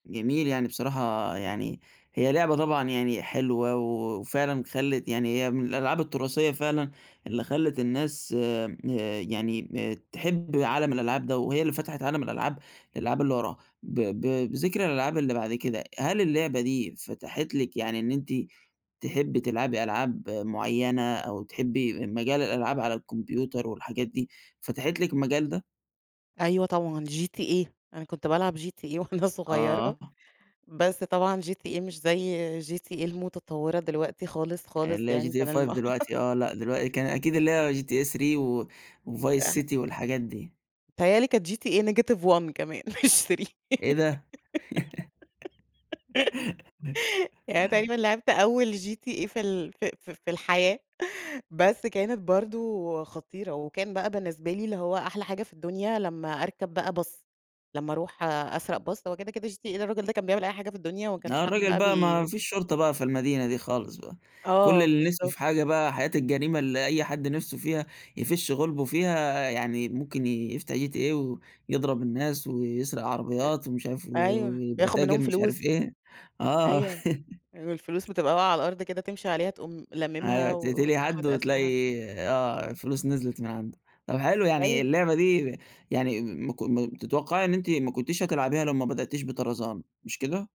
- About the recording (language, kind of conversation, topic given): Arabic, podcast, فاكر أول لعبة إلكترونية لعبتها كانت إيه؟ احكيلي عنها؟
- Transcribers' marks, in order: other background noise; laugh; laughing while speaking: "مش three"; giggle; "نِفسه" said as "نِسفه"; laugh